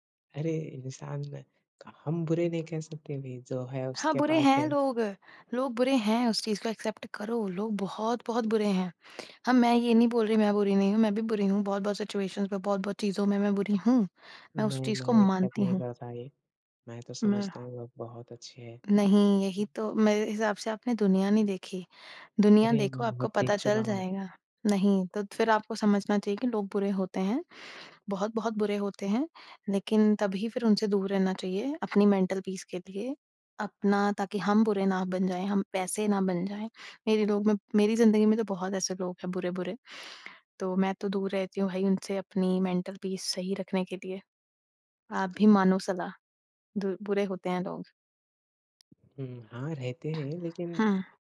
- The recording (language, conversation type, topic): Hindi, unstructured, अपने बारे में आपको कौन सी बात सबसे ज़्यादा पसंद है?
- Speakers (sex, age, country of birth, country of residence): female, 20-24, India, India; male, 20-24, India, India
- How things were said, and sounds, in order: in English: "एक्सेप्ट"; in English: "सिचुएशन्स"; in English: "एक्सेप्ट"; tapping; in English: "मेंटल पीस"; in English: "मेंटल पीस"